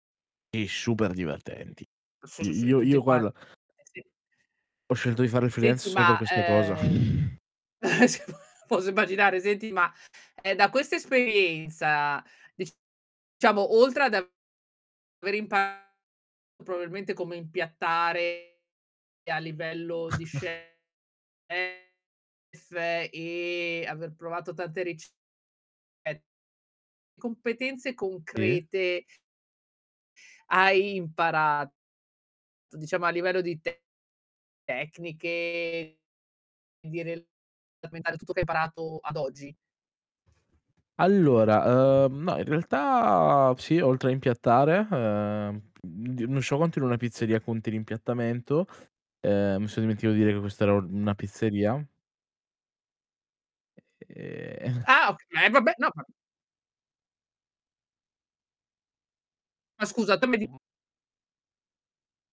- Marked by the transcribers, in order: other background noise; unintelligible speech; distorted speech; tapping; in English: "freelance"; chuckle; laughing while speaking: "ce puera"; chuckle; unintelligible speech; chuckle
- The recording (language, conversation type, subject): Italian, podcast, Quale esperienza creativa ti ha fatto crescere di più?